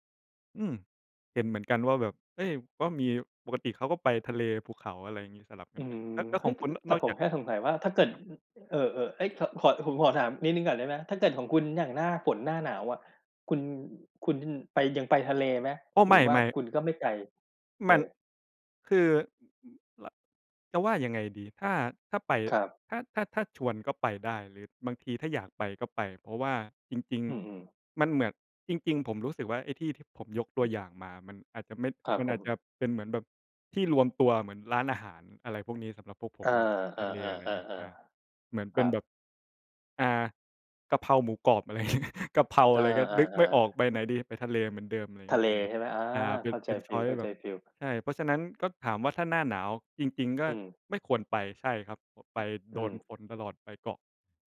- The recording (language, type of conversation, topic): Thai, unstructured, สถานที่ที่ทำให้คุณรู้สึกผ่อนคลายที่สุดคือที่ไหน?
- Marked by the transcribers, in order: other noise; laughing while speaking: "งี้"; chuckle; in English: "ชอยซ์"